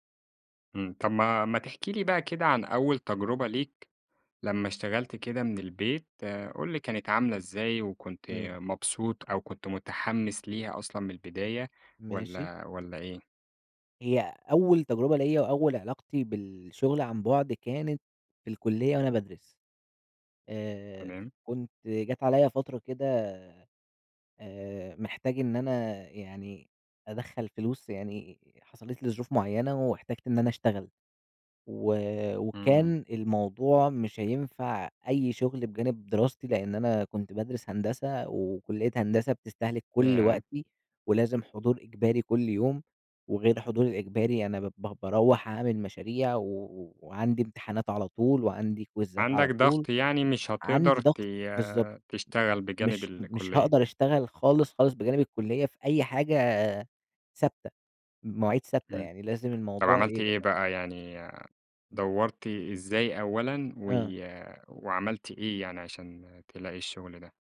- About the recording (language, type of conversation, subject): Arabic, podcast, إيه رأيك في الشغل من البيت؟
- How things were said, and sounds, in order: in English: "كويزات"; tapping